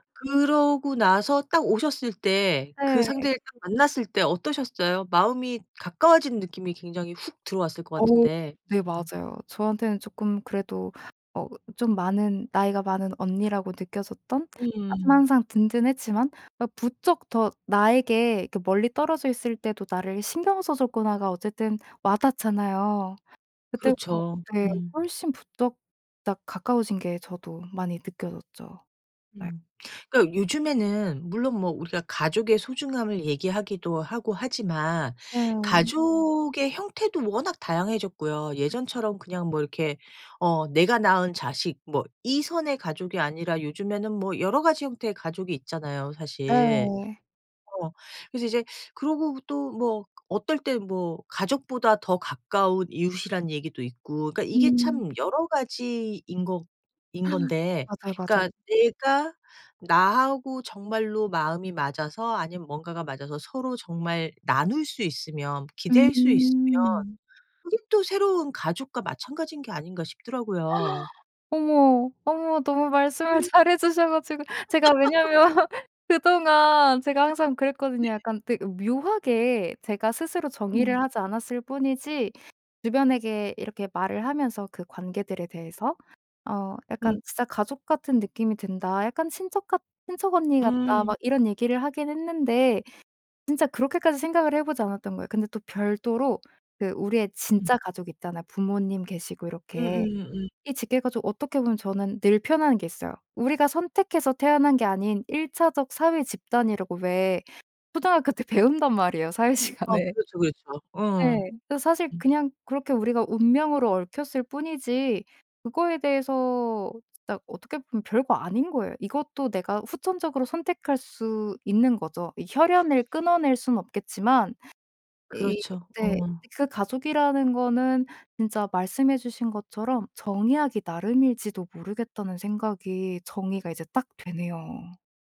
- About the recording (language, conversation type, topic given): Korean, podcast, 힘들 때 가장 위로가 됐던 말은 무엇이었나요?
- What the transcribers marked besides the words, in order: other background noise; unintelligible speech; gasp; gasp; laughing while speaking: "잘 해주셔 가지고"; laughing while speaking: "왜냐하면"; laugh; laughing while speaking: "사회 시간에"